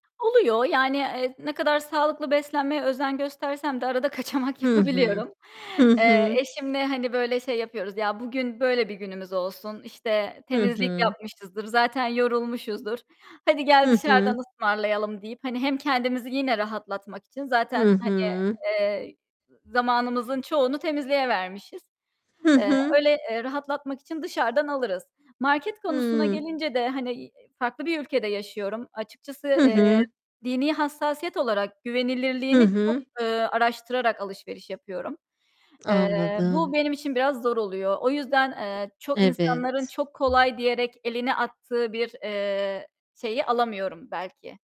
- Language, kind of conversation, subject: Turkish, podcast, Zamanın az olduğunda hızlı ama doyurucu hangi yemekleri önerirsin?
- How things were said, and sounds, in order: laughing while speaking: "kaçamak"; distorted speech; other background noise; tapping